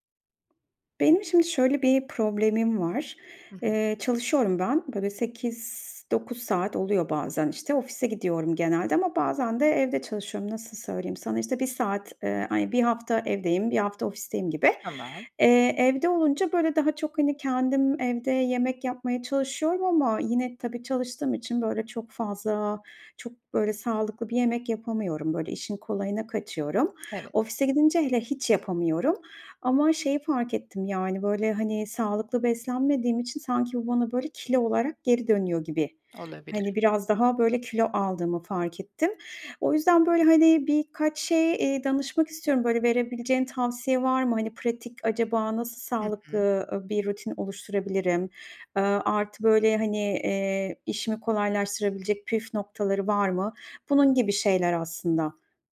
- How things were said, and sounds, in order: other background noise
- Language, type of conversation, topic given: Turkish, advice, Sağlıklı beslenme rutinini günlük hayatına neden yerleştiremiyorsun?